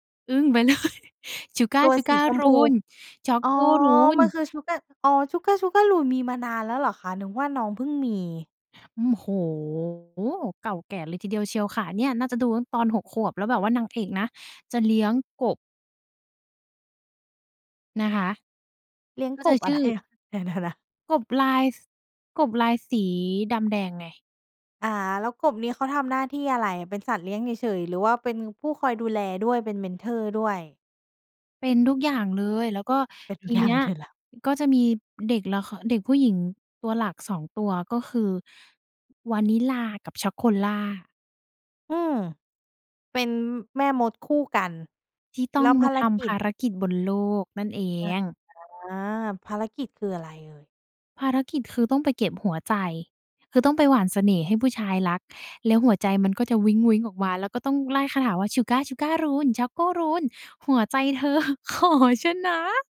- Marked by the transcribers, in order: laughing while speaking: "เลย"; drawn out: "โอ้"; laughing while speaking: "อะไรนะ เดี๋ยว ๆ นะ"; laughing while speaking: "เป็นทุกอย่างให้เธอแล้ว"; laughing while speaking: "เธอขอฉันนะ"
- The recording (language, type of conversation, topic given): Thai, podcast, เล่าถึงความทรงจำกับรายการทีวีในวัยเด็กของคุณหน่อย